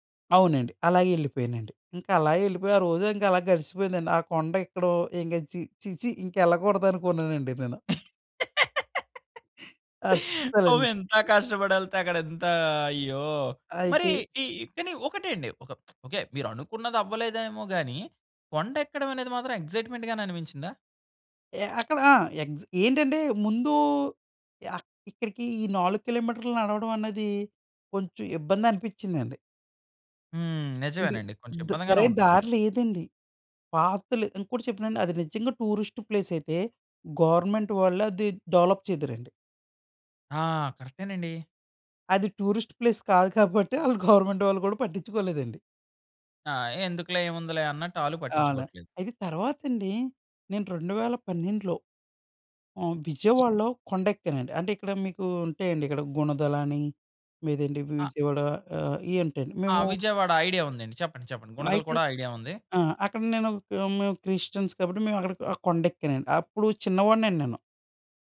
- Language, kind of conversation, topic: Telugu, podcast, దగ్గర్లోని కొండ ఎక్కిన అనుభవాన్ని మీరు ఎలా వివరించగలరు?
- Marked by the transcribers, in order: laugh; laughing while speaking: "పాపం ఇంత కష్టపడి వెళ్తే అక్కడ ఎంత"; lip smack; in English: "ఎగ్జైట్మెంట్‌గానే"; lip smack; in English: "టూరిస్ట్"; in English: "గవర్నమెంట్"; in English: "డెవలప్"; in English: "టూరిస్ట్ ప్లేస్"; laughing while speaking: "కాదు కాబట్టే ఆళ్ళు గవర్నమెంట్ వాళ్ళు"; in English: "గవర్నమెంట్"; in English: "క్రిస్టియన్స్"